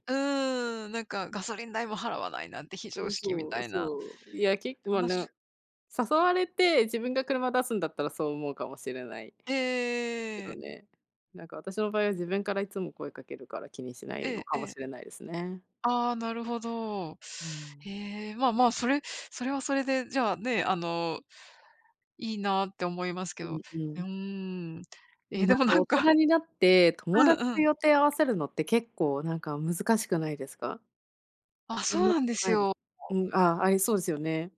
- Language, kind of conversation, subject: Japanese, unstructured, 家族や友達と一緒に過ごすとき、どんな楽しみ方をしていますか？
- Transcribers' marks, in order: laughing while speaking: "でもなんか"; other background noise